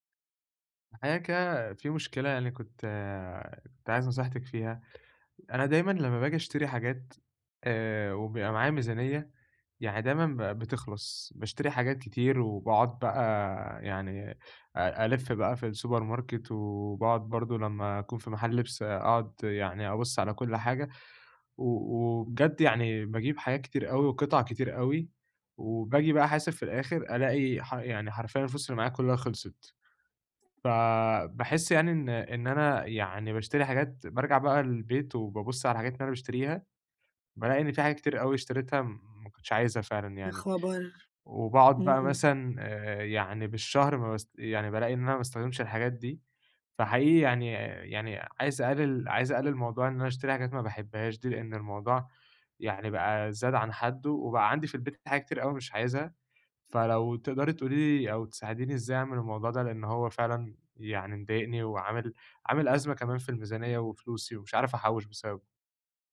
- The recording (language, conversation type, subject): Arabic, advice, إزاي أقلّل من شراء حاجات مش محتاجها؟
- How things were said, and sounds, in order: in English: "السوبر ماركت"